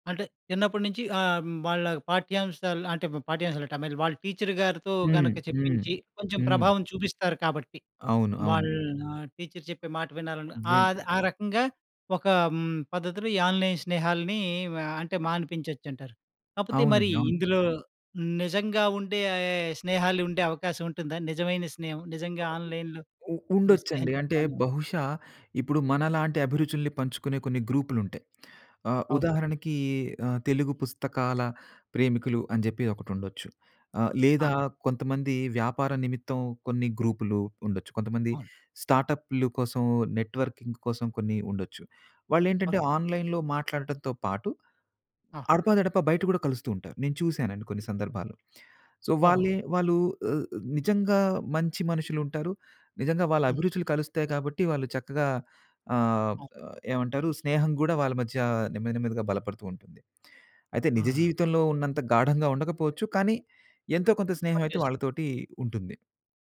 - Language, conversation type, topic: Telugu, podcast, ఆన్‌లైన్‌లో పరిచయమైన స్నేహితులను నిజంగా నమ్మవచ్చా?
- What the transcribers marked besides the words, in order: in English: "ఐ మీన్"; in English: "ఆన్‌లైన్"; other background noise; unintelligible speech; unintelligible speech; lip smack; in English: "నెట్వర్కింగ్"; in English: "ఆన్‌లైన్‌లో"; in English: "సో"